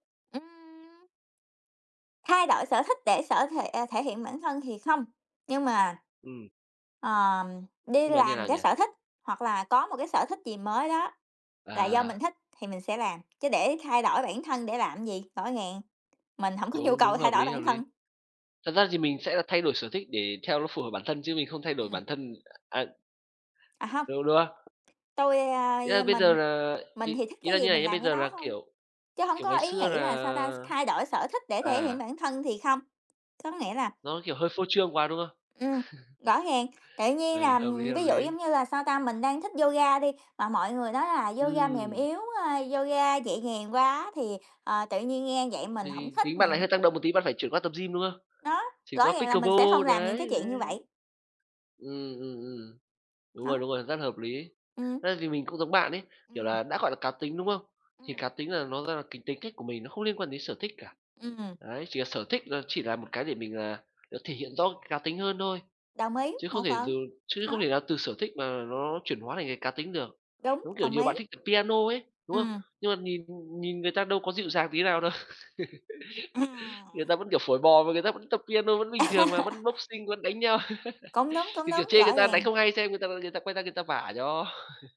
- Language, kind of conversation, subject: Vietnamese, unstructured, Bạn có sở thích nào giúp bạn thể hiện cá tính của mình không?
- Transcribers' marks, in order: tapping; other noise; chuckle; other background noise; laughing while speaking: "đâu"; laugh; laughing while speaking: "Ừm"; laugh; in English: "boxing"; laughing while speaking: "nhau"; laugh; chuckle